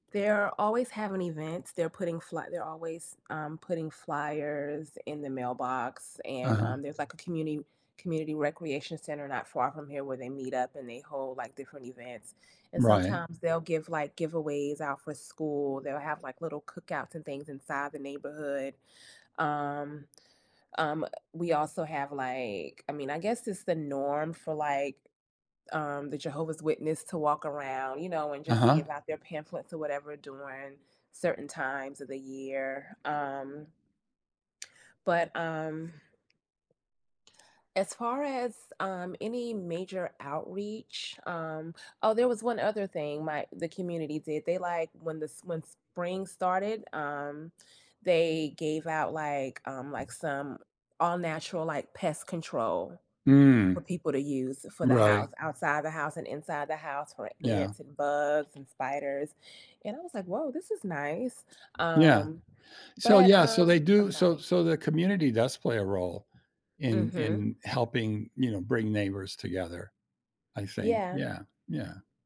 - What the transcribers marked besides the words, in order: other background noise; tapping
- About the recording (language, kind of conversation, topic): English, unstructured, What are some meaningful ways communities can come together to help each other in difficult times?
- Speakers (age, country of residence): 45-49, United States; 75-79, United States